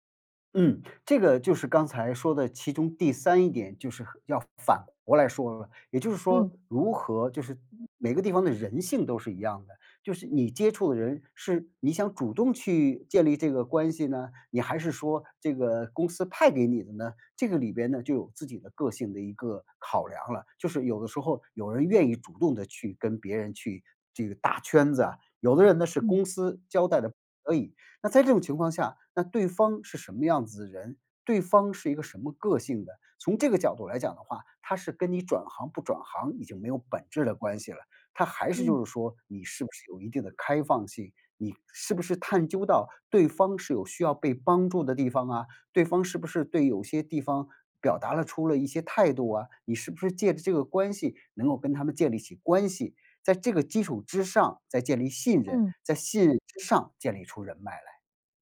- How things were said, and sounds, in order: other background noise; tapping
- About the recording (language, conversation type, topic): Chinese, podcast, 转行后怎样重新建立职业人脉？